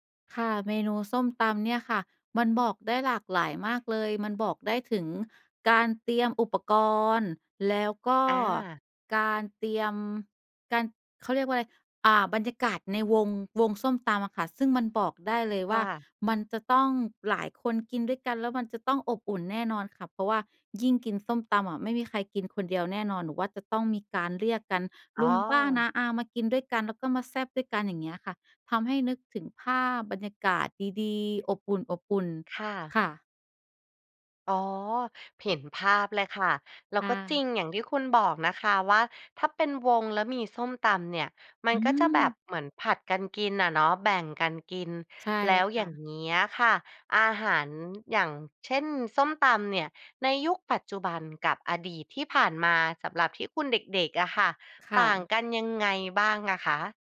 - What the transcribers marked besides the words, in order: none
- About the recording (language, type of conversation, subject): Thai, podcast, อาหารแบบบ้าน ๆ ของครอบครัวคุณบอกอะไรเกี่ยวกับวัฒนธรรมของคุณบ้าง?